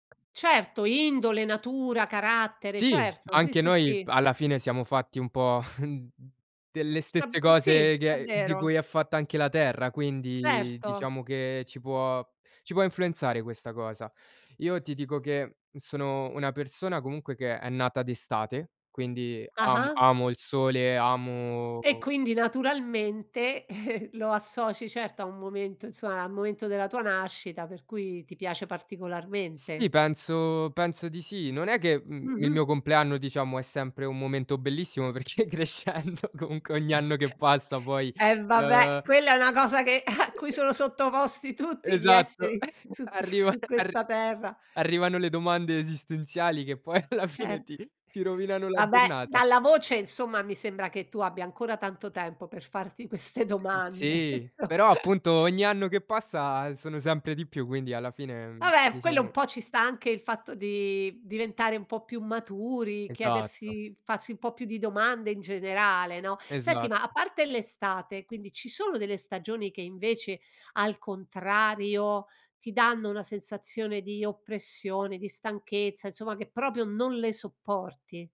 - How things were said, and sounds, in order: tapping; chuckle; other background noise; drawn out: "amo"; chuckle; "insomma" said as "insoma"; laughing while speaking: "perché crescendo"; chuckle; chuckle; chuckle; laughing while speaking: "q"; chuckle; laughing while speaking: "poi alla fine ti"; laughing while speaking: "cioè"; "farsi" said as "fassi"
- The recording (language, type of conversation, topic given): Italian, podcast, Che effetto hanno i cambi di stagione sul tuo umore?